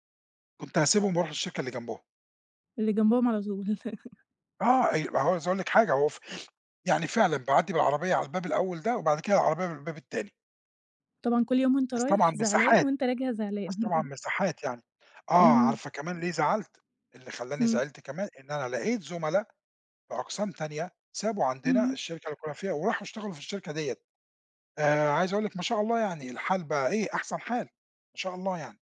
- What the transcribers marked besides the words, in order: laugh; laugh; other background noise
- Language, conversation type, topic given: Arabic, podcast, إزاي بتقرر تمشي ورا شغفك ولا تختار أمان الوظيفة؟